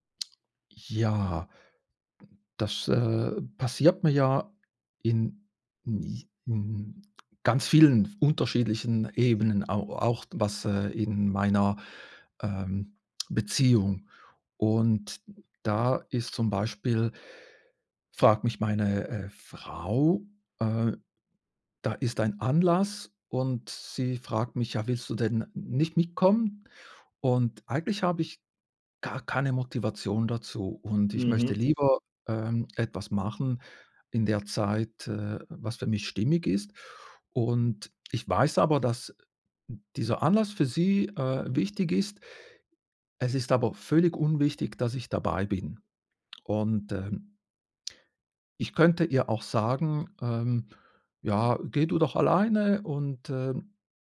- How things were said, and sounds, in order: other background noise
- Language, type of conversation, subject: German, advice, Wie kann ich innere Motivation finden, statt mich nur von äußeren Anreizen leiten zu lassen?